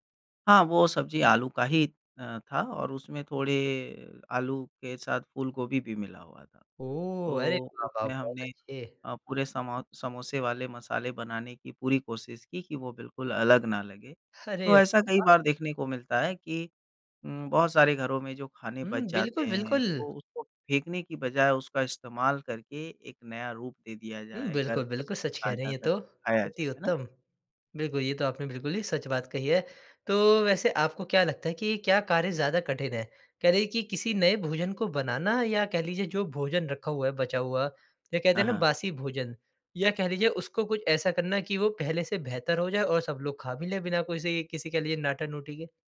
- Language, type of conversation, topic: Hindi, podcast, बचे हुए खाने का स्वाद नया बनाने के आसान तरीके क्या हैं?
- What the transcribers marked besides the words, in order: tapping